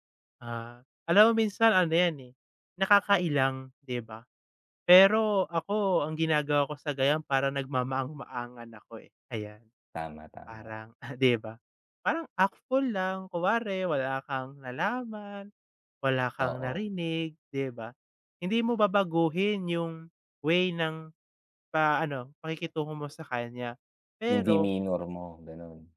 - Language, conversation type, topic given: Filipino, unstructured, Paano mo hinaharap ang mga taong hindi tumatanggap sa iyong pagkatao?
- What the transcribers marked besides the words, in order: chuckle; in English: "demeanor"